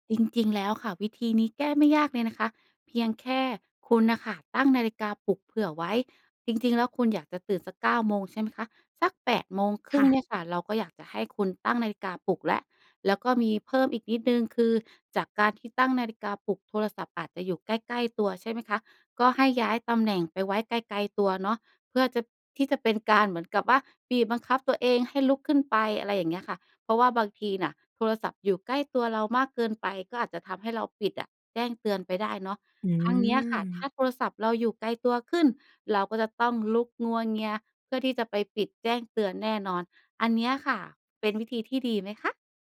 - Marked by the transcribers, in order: other background noise
- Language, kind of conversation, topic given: Thai, advice, ฉันควรทำอย่างไรดีเมื่อฉันนอนไม่เป็นเวลาและตื่นสายบ่อยจนส่งผลต่องาน?